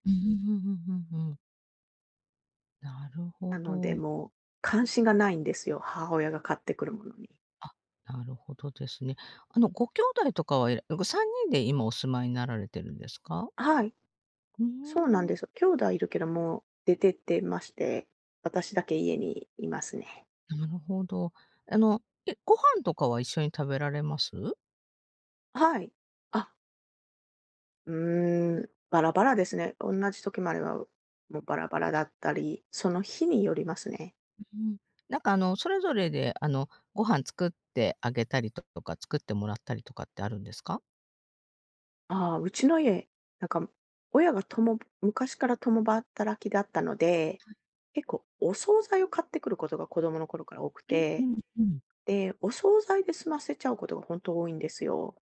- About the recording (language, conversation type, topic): Japanese, advice, 家族とのコミュニケーションを改善するにはどうすればよいですか？
- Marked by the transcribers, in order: other background noise